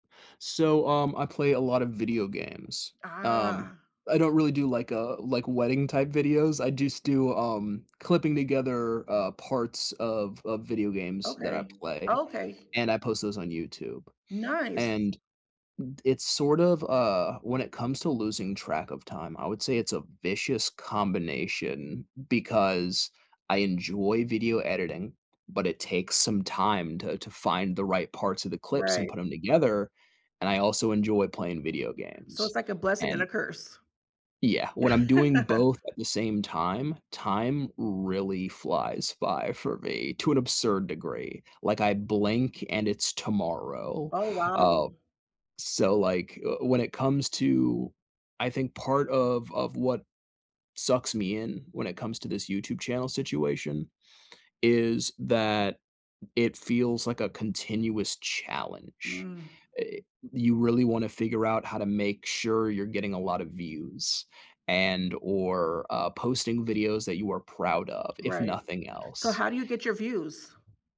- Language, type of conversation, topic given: English, unstructured, What hobby makes you lose track of time?
- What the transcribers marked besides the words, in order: other background noise; chuckle; tapping